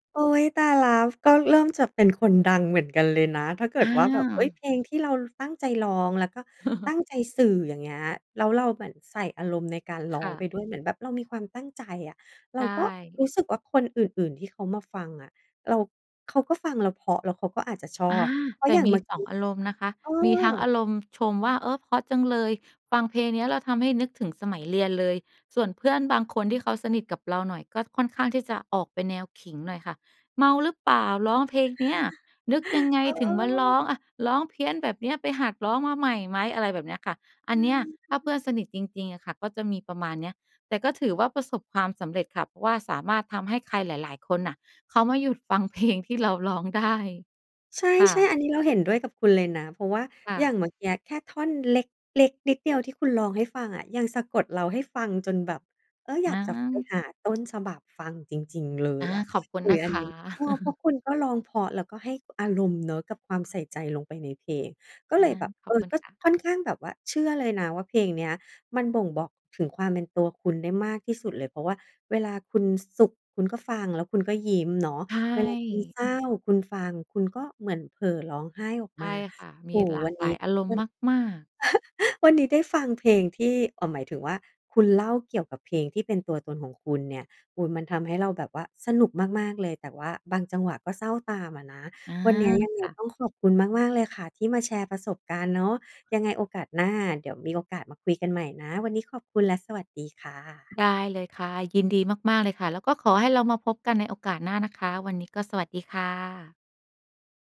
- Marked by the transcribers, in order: chuckle; chuckle; laughing while speaking: "เพลงที่เราร้องได้"; chuckle; chuckle
- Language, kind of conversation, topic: Thai, podcast, เพลงอะไรที่ทำให้คุณรู้สึกว่าเป็นตัวตนของคุณมากที่สุด?